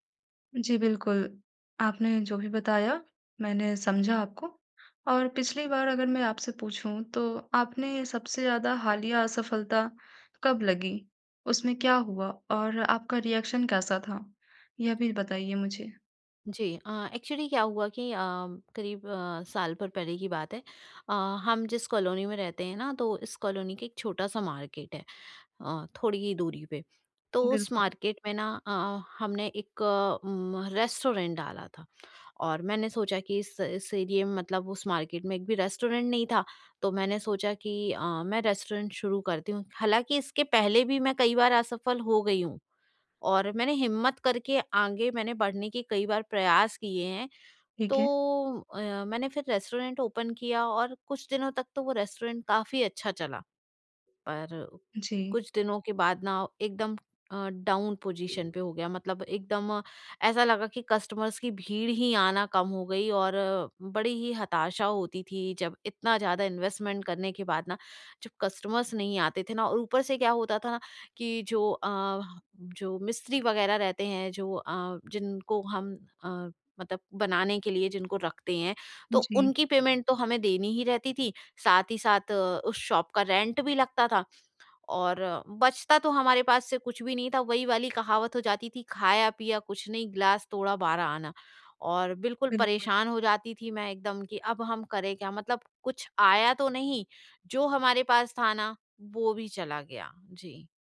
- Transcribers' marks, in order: in English: "रिएक्शन"; in English: "एक्चुअली"; in English: "कॉलोनी"; in English: "कॉलोनी"; in English: "मार्केट"; in English: "मार्केट"; in English: "एरिए"; in English: "मार्केट"; in English: "ओपन"; in English: "डाउन पोज़ीशन"; in English: "कस्टमर्स"; in English: "इन्वेस्टमेंट"; in English: "कस्टमर्स"; in English: "पेमेंट"; in English: "शॉप"; in English: "रेंट"
- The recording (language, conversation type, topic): Hindi, advice, डर पर काबू पाना और आगे बढ़ना